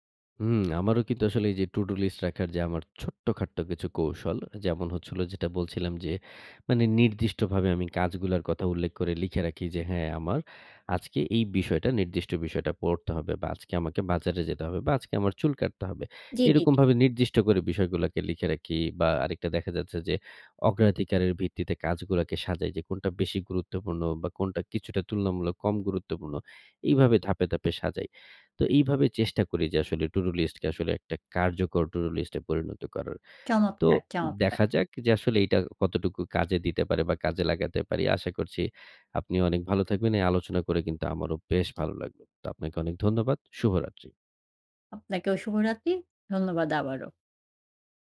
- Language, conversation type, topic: Bengali, podcast, টু-ডু লিস্ট কীভাবে গুছিয়ে রাখেন?
- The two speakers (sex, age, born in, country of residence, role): female, 40-44, Bangladesh, Finland, host; male, 30-34, Bangladesh, Bangladesh, guest
- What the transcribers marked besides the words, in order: none